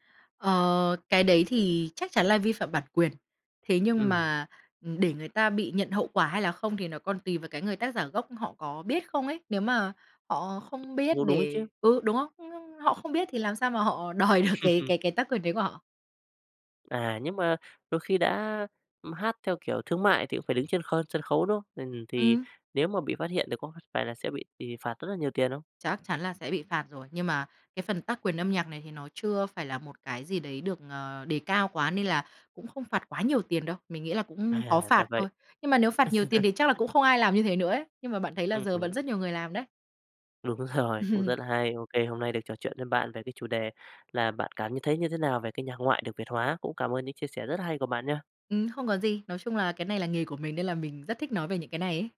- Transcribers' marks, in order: tapping; other background noise; laughing while speaking: "đòi được cái"; laugh; laugh; unintelligible speech; laughing while speaking: "Đúng rồi"; laugh
- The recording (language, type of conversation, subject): Vietnamese, podcast, Bạn cảm thấy thế nào về việc nhạc nước ngoài được đưa vào Việt Nam và Việt hóa?